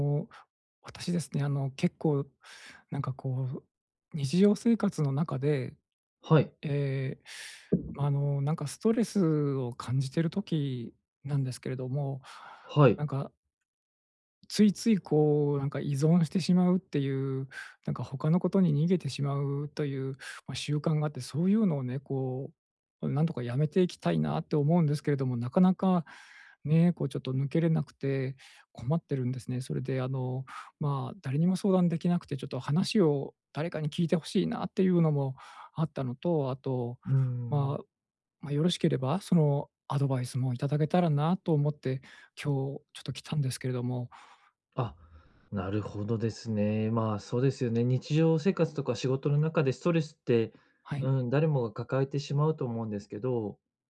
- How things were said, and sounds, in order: other background noise; tapping
- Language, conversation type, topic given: Japanese, advice, ストレスが強いとき、不健康な対処をやめて健康的な行動に置き換えるにはどうすればいいですか？